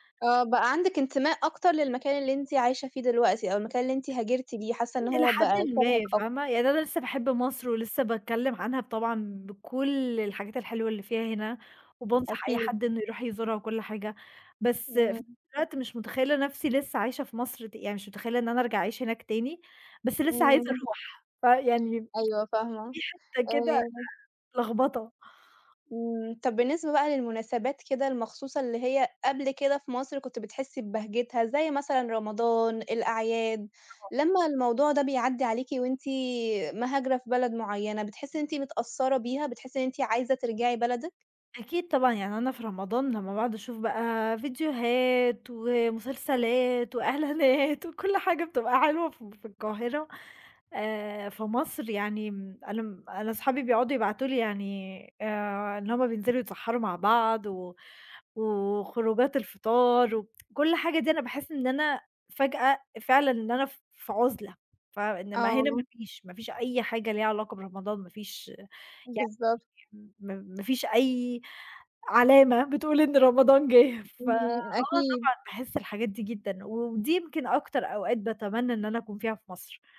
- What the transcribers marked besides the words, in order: tapping; tsk; unintelligible speech; laughing while speaking: "واعلانات وكُل حاجة بتبقى حلوه ف في القاهرة"; tsk
- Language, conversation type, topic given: Arabic, podcast, إزاي الهجرة أو السفر غيّر إحساسك بالجذور؟